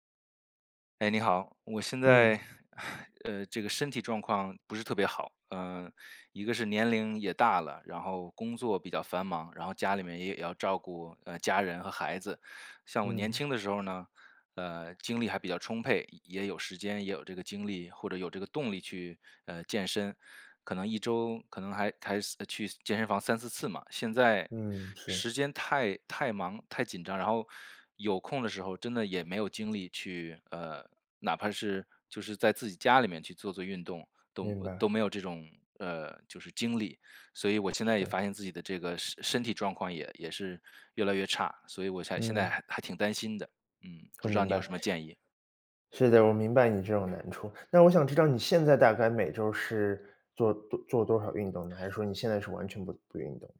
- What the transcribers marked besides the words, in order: sigh; tapping; other background noise
- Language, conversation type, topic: Chinese, advice, 我该如何养成每周固定运动的习惯？